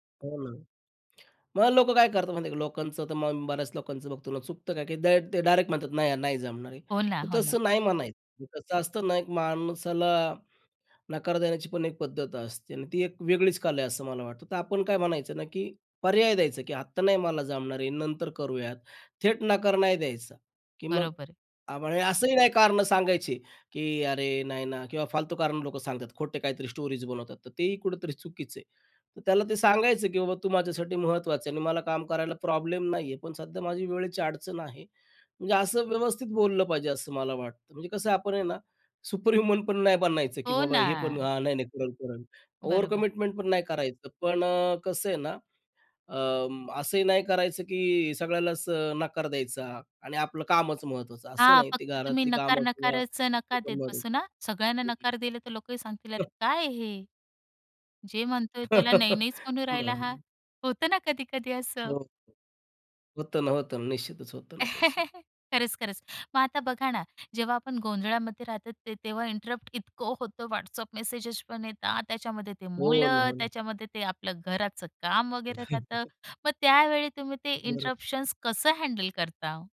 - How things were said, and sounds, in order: other noise; tapping; unintelligible speech; other background noise; in English: "स्टोरीज"; in English: "ओव्हरकमिटमेंट"; laughing while speaking: "हं"; laugh; unintelligible speech; chuckle; chuckle; in English: "इंटरप्शन्स"
- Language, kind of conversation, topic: Marathi, podcast, वेळ कमी असताना तुम्ही तुमचा वेळ कसा विभागता?